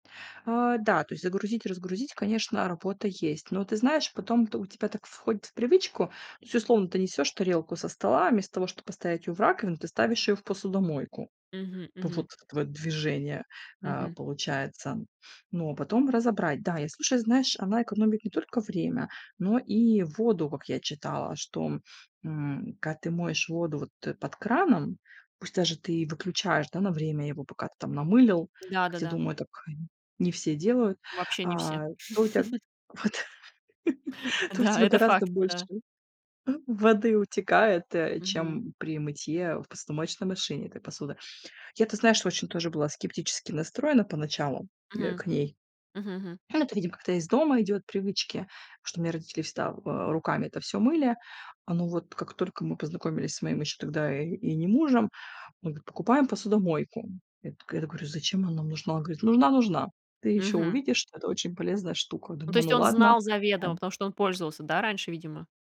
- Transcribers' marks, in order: laughing while speaking: "вот"; chuckle
- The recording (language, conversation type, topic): Russian, podcast, Как вы делите домашние обязанности между членами семьи?